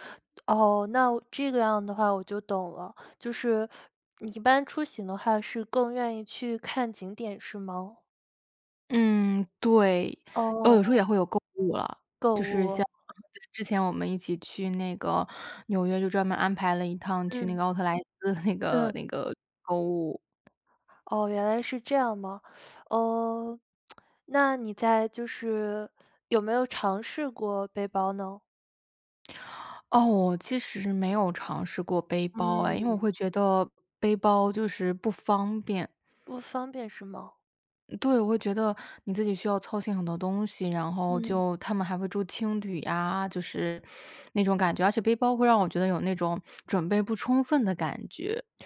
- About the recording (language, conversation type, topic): Chinese, podcast, 你更倾向于背包游还是跟团游，为什么？
- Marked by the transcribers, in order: chuckle; tsk